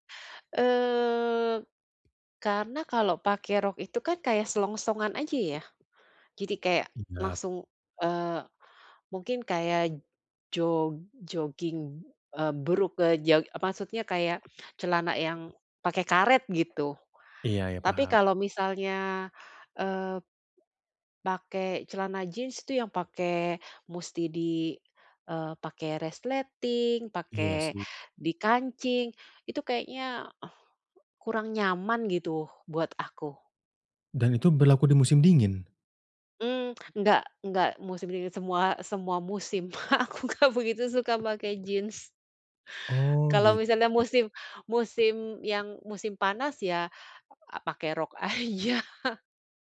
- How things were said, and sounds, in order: drawn out: "Eee"; tapping; chuckle; laughing while speaking: "Aku gak"; laughing while speaking: "aja"
- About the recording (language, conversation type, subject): Indonesian, advice, Bagaimana cara memilih pakaian yang cocok dan nyaman untuk saya?